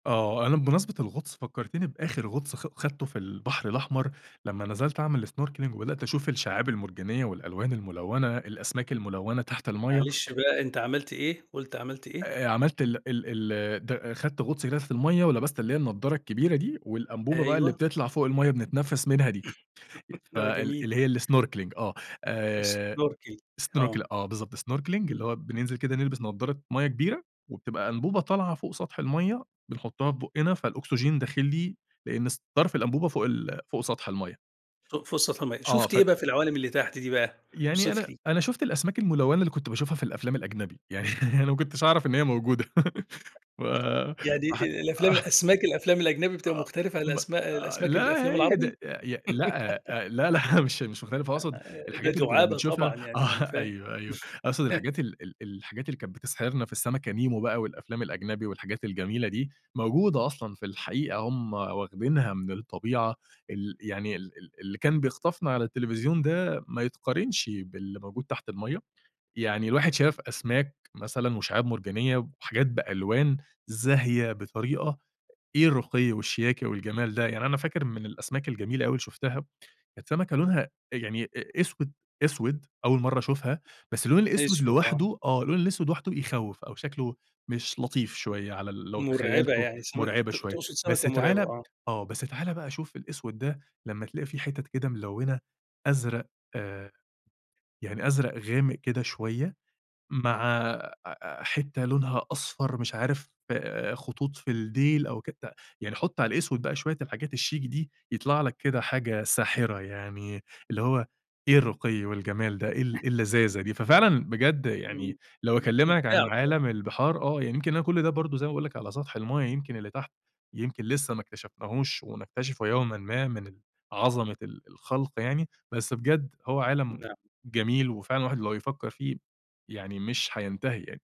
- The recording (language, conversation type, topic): Arabic, podcast, إيه معنى الطبيعة بالنسبالك؟
- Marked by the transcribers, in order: in English: "snorkeling"; tapping; laugh; in English: "الsnorkeling"; in English: "snorkel"; in English: "snorkel"; in English: "snorkeling"; laughing while speaking: "يعني أنا ما كنتش أعرَف إن هي موجودة، و ح آه"; other background noise; chuckle; giggle; laughing while speaking: "آه"; chuckle; chuckle